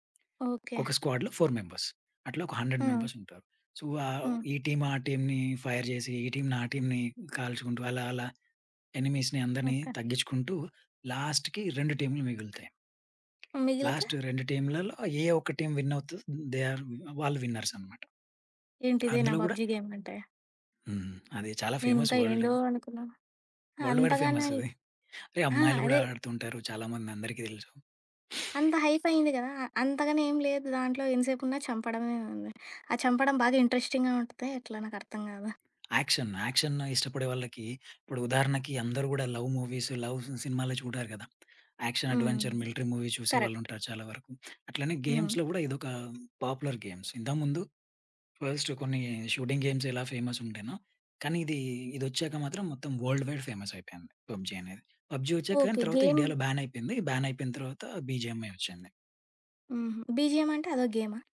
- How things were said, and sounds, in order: other background noise; in English: "స్క్వాడ్‌లో ఫోర్ మెంబర్స్"; in English: "హండ్రెడ్ మెంబర్స్"; in English: "సో"; in English: "టీమ్"; in English: "టీమ్‌ని ఫైర్"; in English: "టీమ్"; in English: "టీమ్‌ని"; in English: "ఎనిమీస్‌ని"; in English: "లాస్ట్‌కి"; in English: "లాస్ట్"; in English: "టీమ్ విన్"; in English: "థే ఆర్"; in English: "విన్నర్స్"; in English: "పబ్‌జి గేమ్"; in English: "ఫేమస్ వరల్డ్"; in English: "వరల్డ్ వైడ్"; gasp; in English: "హైప్"; in English: "ఇంట్రెస్టింగ్‌గా"; in English: "యాక్షన్, యాక్షన్"; in English: "లవ్ మూవీస్, లవ్"; in English: "యాక్షన్, అడ్వెంచర్, మిలిటరీ మూవీ"; in English: "కరెక్ట్"; in English: "గేమ్స్‌లో"; in English: "పాపులర్ గేమ్స్"; in English: "ఫస్ట్"; in English: "షూటింగ్ గేమ్స్"; in English: "ఫేమస్"; in English: "వరల్డ్ వైడ్ ఫేమస్"; in English: "పబ్‌జి"; in English: "పబ్‌జి"; in English: "గేమ్"; in English: "బ్యాన్"; in English: "బ్యాన్"; in English: "బీజీఎంఐ"; in English: "బీజీఎం"
- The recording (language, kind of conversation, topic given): Telugu, podcast, హాబీని ఉద్యోగంగా మార్చాలనుకుంటే మొదట ఏమి చేయాలి?